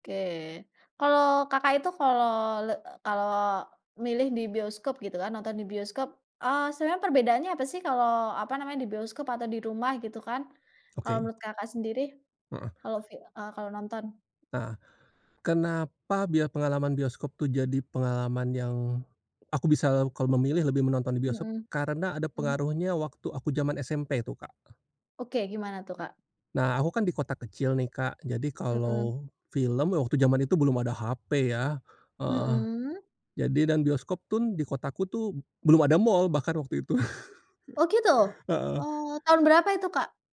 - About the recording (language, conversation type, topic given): Indonesian, podcast, Menurutmu, apa perbedaan menonton film di bioskop dan di rumah?
- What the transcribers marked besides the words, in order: other background noise; laugh